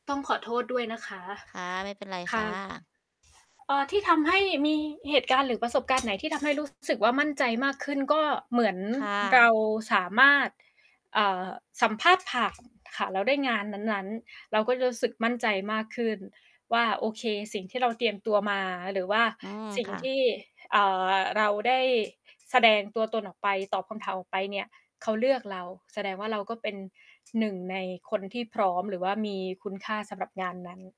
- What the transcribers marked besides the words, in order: tapping; mechanical hum; other background noise
- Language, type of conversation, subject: Thai, unstructured, อะไรที่ช่วยให้คุณรู้สึกมั่นใจในตัวเองมากขึ้น?